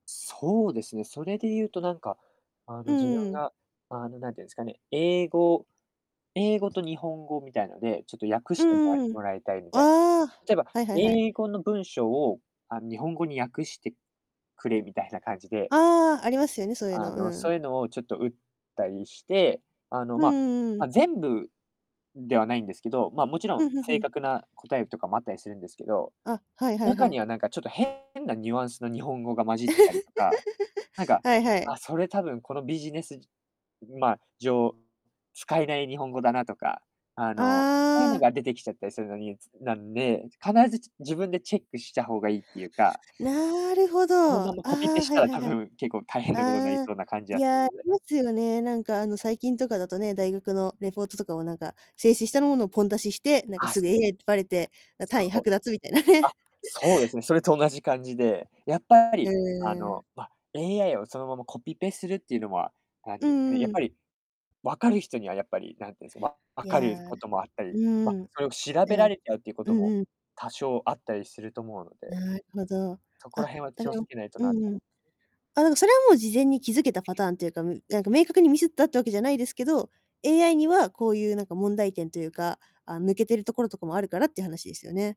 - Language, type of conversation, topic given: Japanese, podcast, AIを日常でどう使っていますか？
- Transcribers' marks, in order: distorted speech; chuckle; chuckle